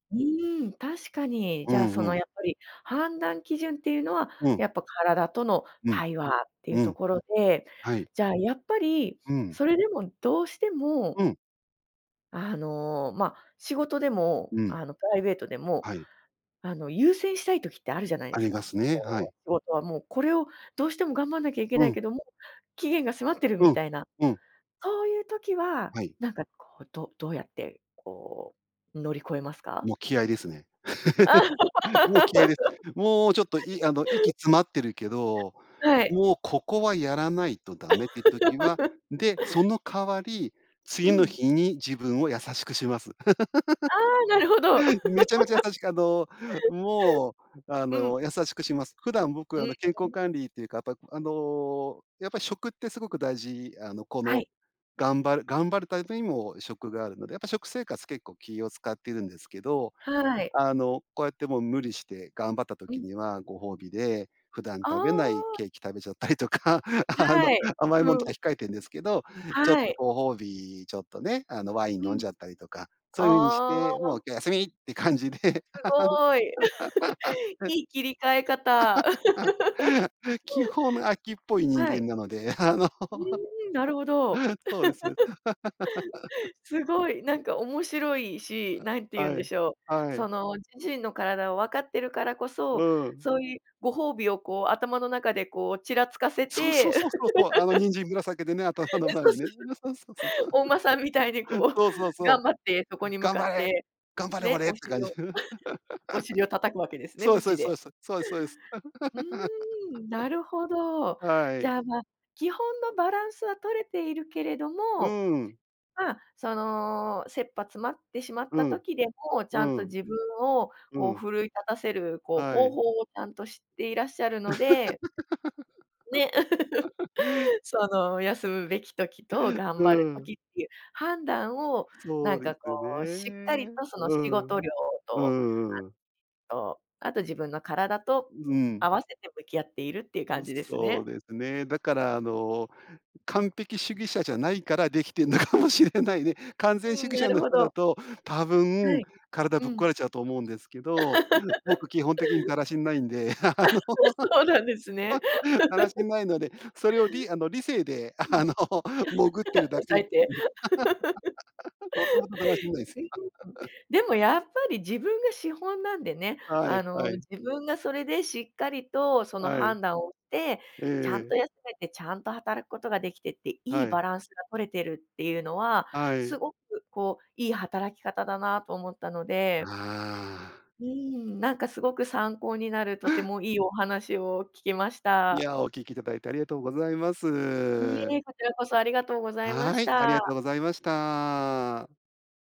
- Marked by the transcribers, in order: unintelligible speech; laugh; other noise; laugh; laugh; laughing while speaking: "なるほど"; laugh; laugh; laugh; laughing while speaking: "あの"; laugh; laugh; other background noise; laugh; "お馬さん" said as "おんまさん"; laugh; laugh; laugh; laugh; laugh; laugh; laughing while speaking: "出来てんのかもしれないね"; unintelligible speech; laugh; laughing while speaking: "あ、そうなんですね"; laugh; laughing while speaking: "あの"; laugh; unintelligible speech; laugh; laugh; laugh
- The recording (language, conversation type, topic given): Japanese, podcast, 休むべきときと頑張るべきときは、どう判断すればいいですか？